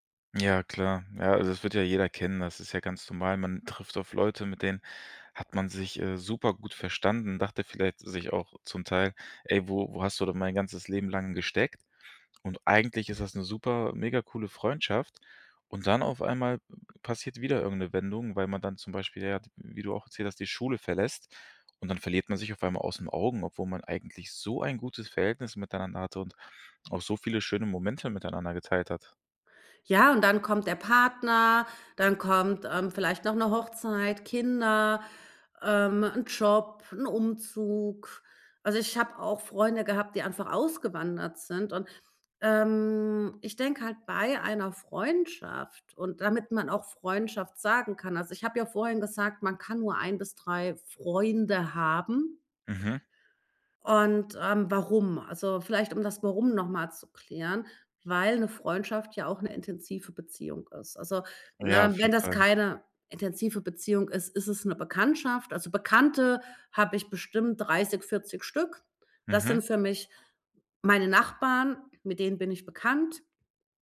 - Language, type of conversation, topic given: German, podcast, Wie baust du langfristige Freundschaften auf, statt nur Bekanntschaften?
- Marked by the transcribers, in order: tapping; stressed: "so"